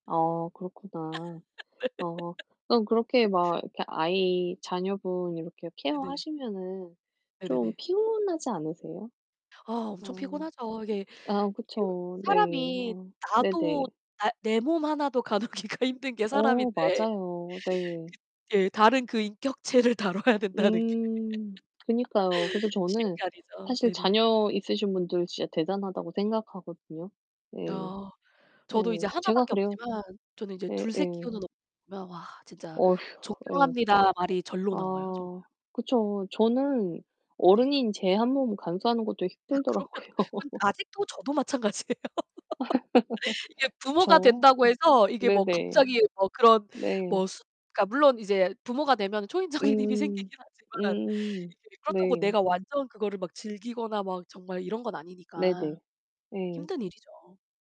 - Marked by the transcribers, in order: laugh; other background noise; laughing while speaking: "가누기가"; distorted speech; laughing while speaking: "인격체를 다뤄야 된다는 게"; laugh; laughing while speaking: "힘들더라고요"; laughing while speaking: "마찬가지예요"; laugh; laughing while speaking: "아"; laugh; laughing while speaking: "초인적인"
- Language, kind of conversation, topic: Korean, unstructured, 요즘 하루 일과를 어떻게 잘 보내고 계세요?